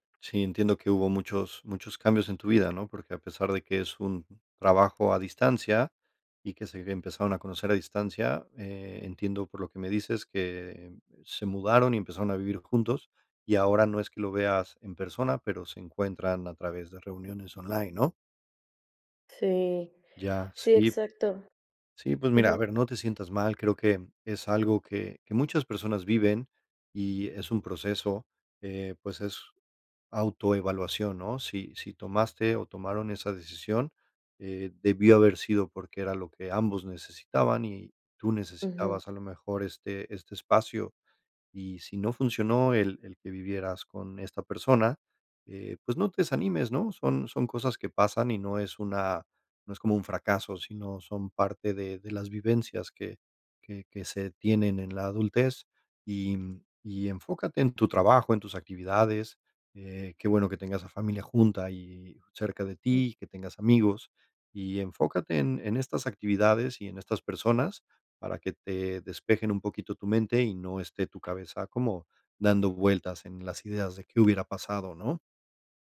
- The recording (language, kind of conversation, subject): Spanish, advice, ¿Cómo puedo recuperarme emocionalmente después de una ruptura reciente?
- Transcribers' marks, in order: tapping